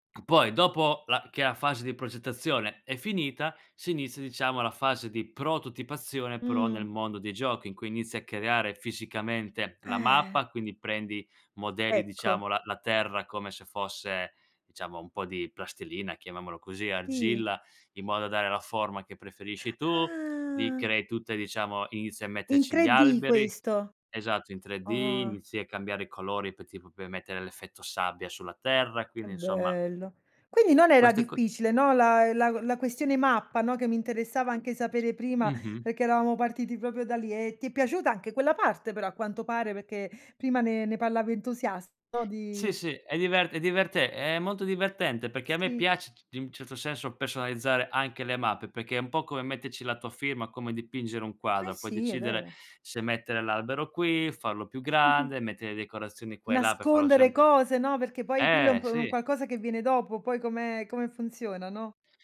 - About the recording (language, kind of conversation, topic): Italian, podcast, Qual è stato il progetto più soddisfacente che hai realizzato?
- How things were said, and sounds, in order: other noise; other background noise; drawn out: "Ah"; unintelligible speech; "entusiasta" said as "entusiasto"; chuckle